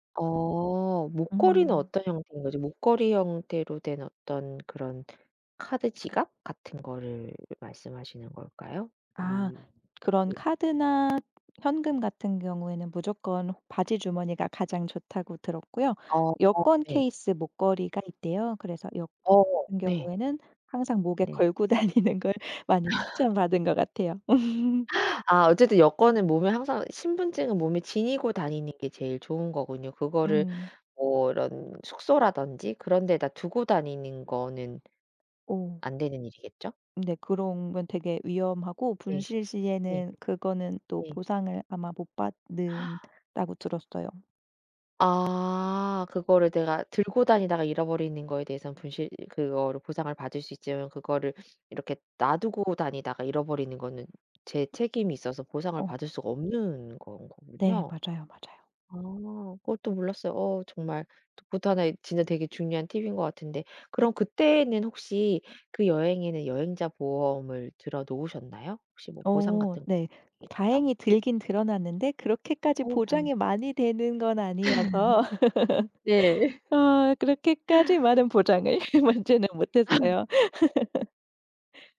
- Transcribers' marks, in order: other background noise; laughing while speaking: "다니는 걸"; laugh; tapping; laugh; gasp; unintelligible speech; laugh; laughing while speaking: "보장을 받지는 못했어요"; laugh
- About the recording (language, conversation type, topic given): Korean, podcast, 여행 중 여권이나 신분증을 잃어버린 적이 있나요?